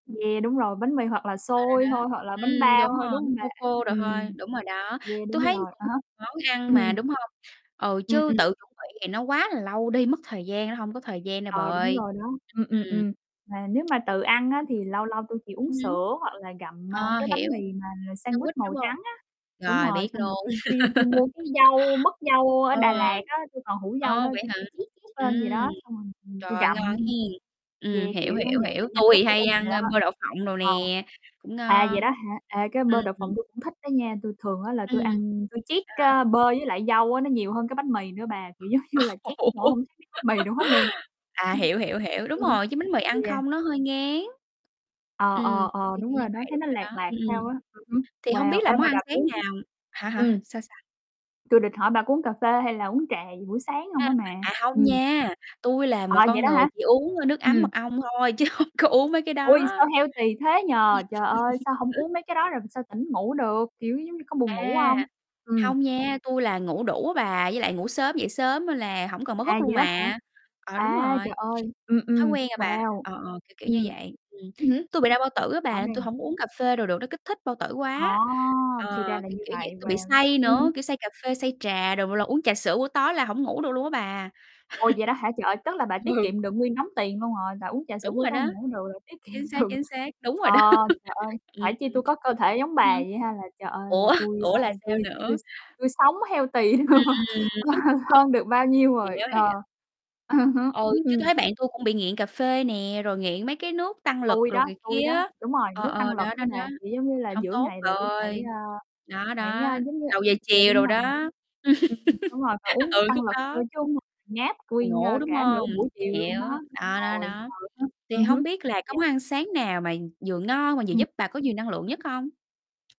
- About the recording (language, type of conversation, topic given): Vietnamese, unstructured, Bạn thường ăn những món gì vào bữa sáng để giữ cơ thể khỏe mạnh?
- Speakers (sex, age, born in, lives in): female, 25-29, Vietnam, United States; female, 30-34, Vietnam, Vietnam
- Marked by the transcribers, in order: distorted speech; other background noise; unintelligible speech; tapping; tsk; unintelligible speech; laugh; laughing while speaking: "giống như"; laughing while speaking: "Ủa"; laugh; laughing while speaking: "mì"; in English: "healthy"; laughing while speaking: "hông có"; laugh; chuckle; laughing while speaking: "Ừ"; laughing while speaking: "đó"; laughing while speaking: "kiệm được"; laugh; chuckle; unintelligible speech; laughing while speaking: "healthy luôn"; in English: "healthy"; laugh; throat clearing; laugh; laughing while speaking: "Ừ"